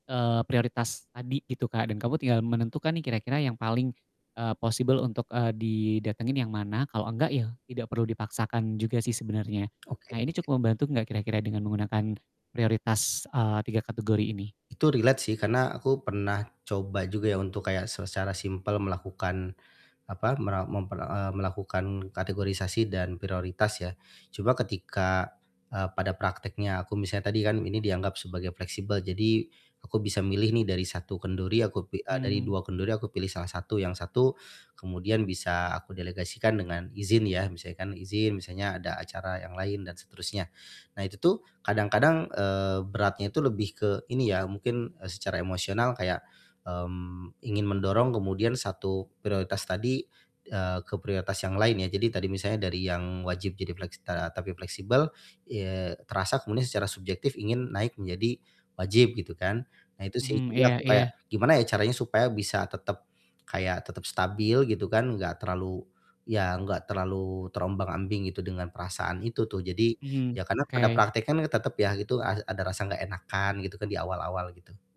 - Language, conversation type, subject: Indonesian, advice, Bagaimana cara menyeimbangkan kebutuhan pribadi dengan menghadiri acara sosial?
- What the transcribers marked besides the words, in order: in English: "possible"; distorted speech; static; in English: "relate"; in English: "simple"